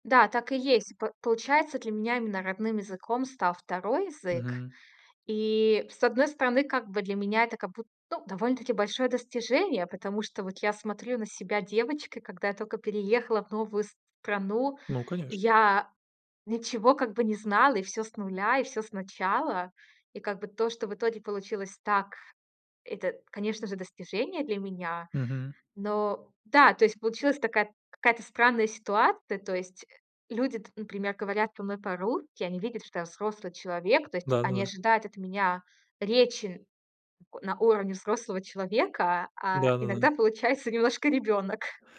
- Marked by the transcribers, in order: tapping; laughing while speaking: "ребёнок"
- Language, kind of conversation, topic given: Russian, podcast, Что для тебя значит родной язык и почему он важен?